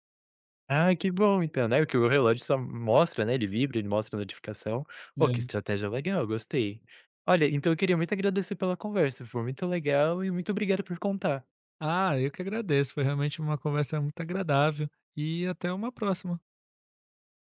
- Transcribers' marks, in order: none
- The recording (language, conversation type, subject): Portuguese, podcast, Como o celular e as redes sociais afetam suas amizades?